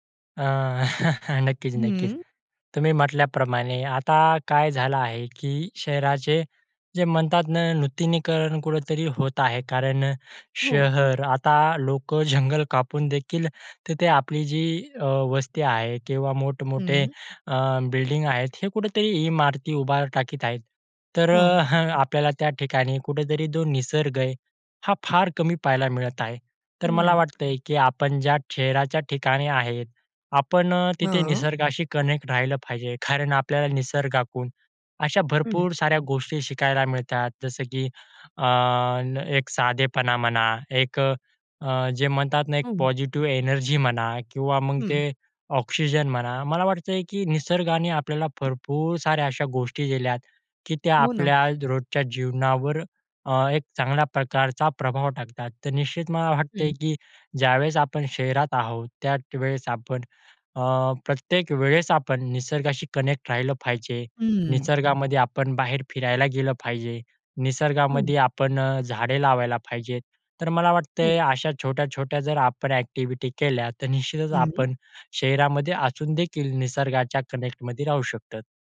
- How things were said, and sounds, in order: chuckle; other background noise; in English: "कनेक्ट"; in English: "कनेक्ट"; in English: "कनेक्टमध्ये"
- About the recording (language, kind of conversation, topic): Marathi, podcast, शहरात राहून निसर्गाशी जोडलेले कसे राहता येईल याबद्दल तुमचे मत काय आहे?